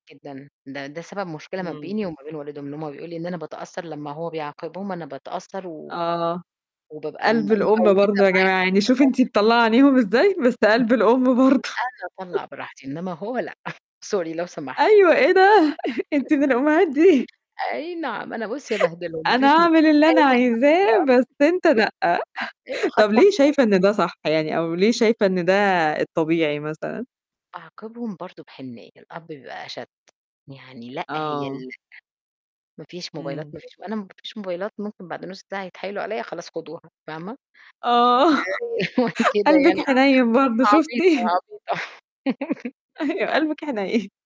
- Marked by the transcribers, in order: static; distorted speech; laughing while speaking: "برضه"; unintelligible speech; other noise; chuckle; laughing while speaking: "أيوه، إيه ده؟ أنتِ من الأمّهات دي"; chuckle; in English: "sorry"; other background noise; chuckle; chuckle; laughing while speaking: "آه، قَلْبِك حنيّن برضه شُفتِ؟"; chuckle; laugh; laughing while speaking: "أيوه، قَلْبِك حنيّن"
- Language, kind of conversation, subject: Arabic, podcast, قد إيه العيلة بتأثر على قراراتك اليومية؟